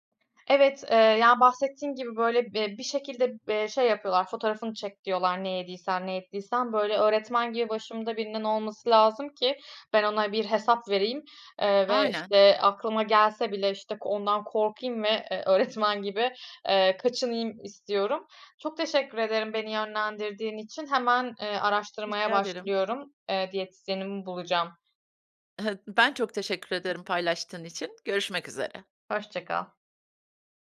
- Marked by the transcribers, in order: other background noise; alarm; chuckle; tapping
- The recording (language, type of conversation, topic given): Turkish, advice, Kilo verme çabalarımda neden uzun süredir ilerleme göremiyorum?